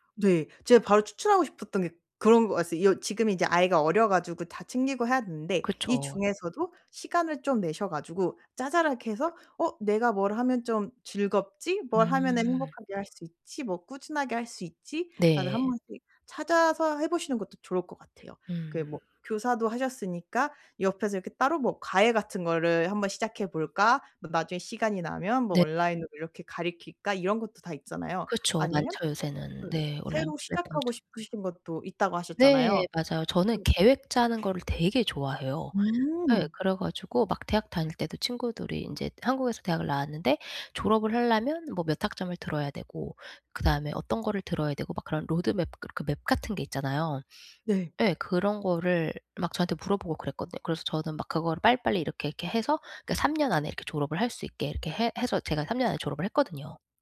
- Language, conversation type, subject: Korean, advice, 내 삶에 맞게 성공의 기준을 어떻게 재정의할 수 있을까요?
- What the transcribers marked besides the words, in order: other background noise